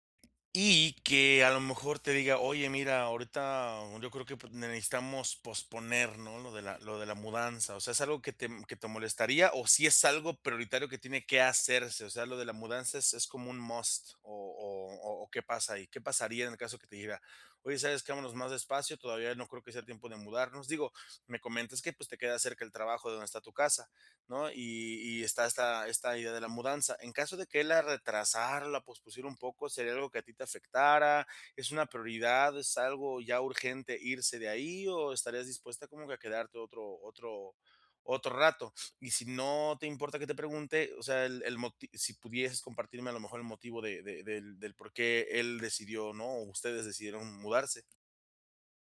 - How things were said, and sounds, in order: tapping
- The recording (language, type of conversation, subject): Spanish, advice, ¿Cómo podemos hablar de nuestras prioridades y expectativas en la relación?